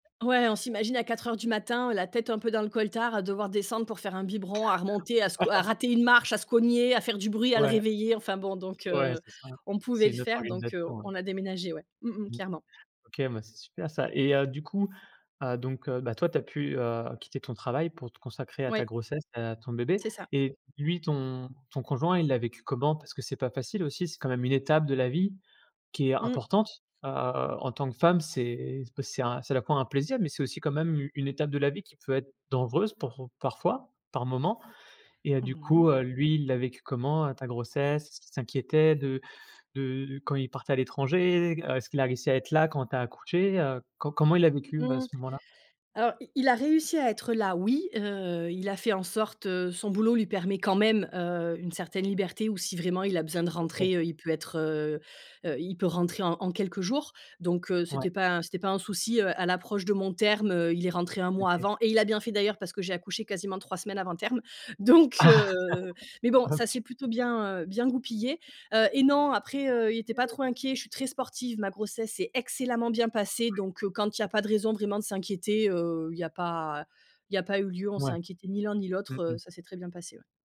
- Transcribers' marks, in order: other background noise; chuckle; tapping; laugh; unintelligible speech; stressed: "excellemment"
- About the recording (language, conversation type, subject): French, podcast, Comment as-tu trouvé un équilibre entre ta vie professionnelle et ta vie personnelle après un changement ?